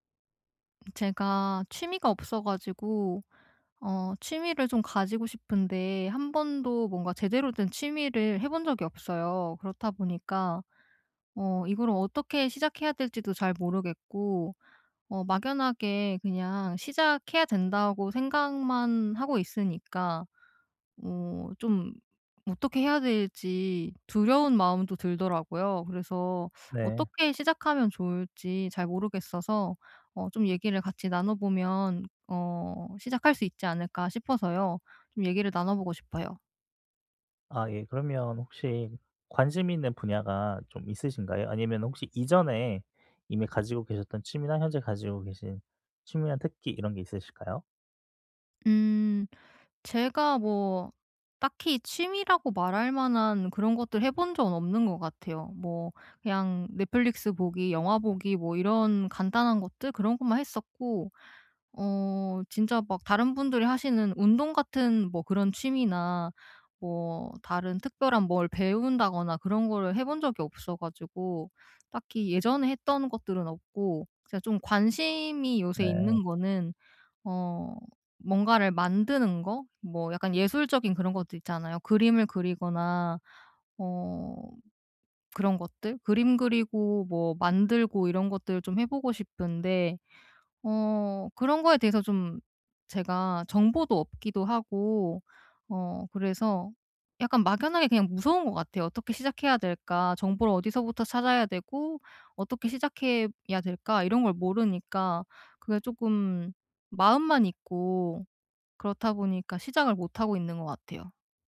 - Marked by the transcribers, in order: none
- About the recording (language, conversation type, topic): Korean, advice, 새로운 취미를 시작하는 게 무서운데 어떻게 시작하면 좋을까요?